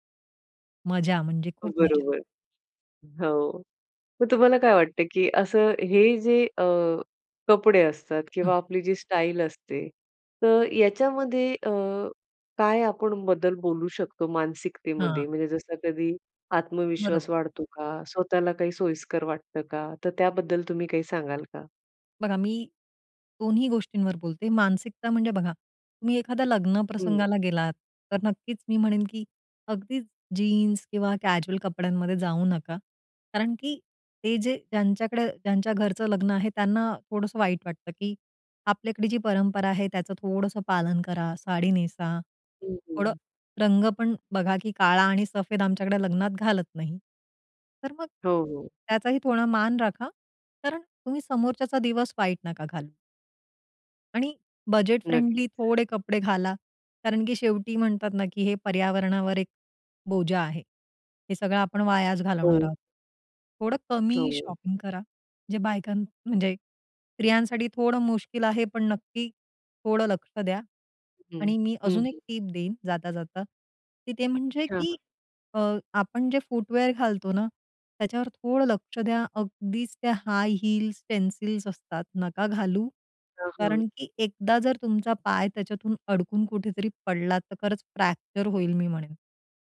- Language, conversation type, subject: Marathi, podcast, कपड्यांमध्ये आराम आणि देखणेपणा यांचा समतोल तुम्ही कसा साधता?
- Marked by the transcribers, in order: other background noise; tapping; in English: "कॅज्युअल"; in English: "शॉपिंग"; in English: "फूटवेअर"; in English: "हाय हील्स पेन्सिल्स"